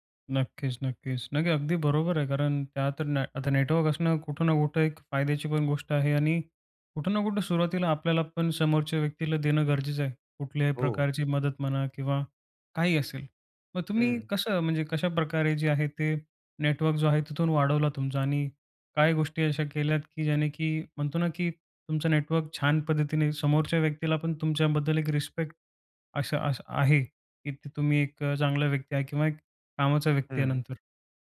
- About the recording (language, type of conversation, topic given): Marathi, podcast, नेटवर्किंगमध्ये सुरुवात कशी करावी?
- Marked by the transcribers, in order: other background noise; tapping